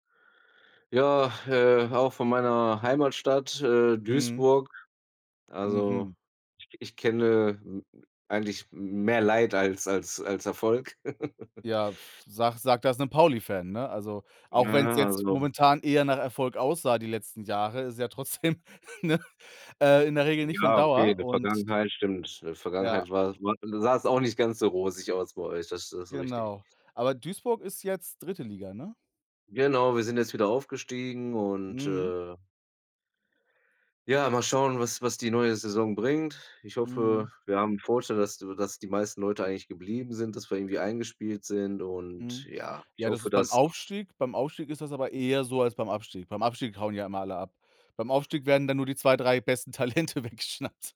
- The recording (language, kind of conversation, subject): German, unstructured, Welche Werte sind dir in Freundschaften wichtig?
- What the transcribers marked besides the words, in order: chuckle; other noise; laughing while speaking: "trotzdem ne"; other background noise; laughing while speaking: "Talente weggeschnappt"